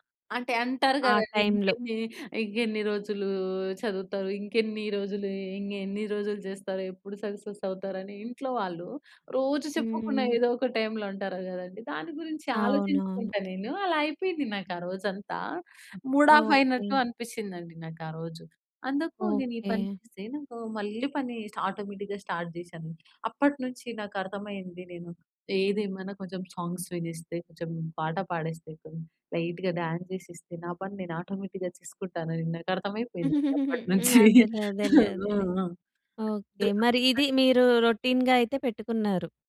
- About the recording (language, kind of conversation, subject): Telugu, podcast, ఫ్లో స్థితిలో మునిగిపోయినట్టు అనిపించిన ఒక అనుభవాన్ని మీరు చెప్పగలరా?
- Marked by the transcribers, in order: in English: "సక్సెస్"; other background noise; in English: "మూడ్ ఆఫ్"; in English: "స్టార్ట్, ఆటోమేటిక్‌గా స్టార్ట్"; in English: "సాంగ్స్"; in English: "లైట్‌గా, డాన్స్"; in English: "ఆటోమేటిక్‌గా"; giggle; in English: "రొటీన్‌గా"; giggle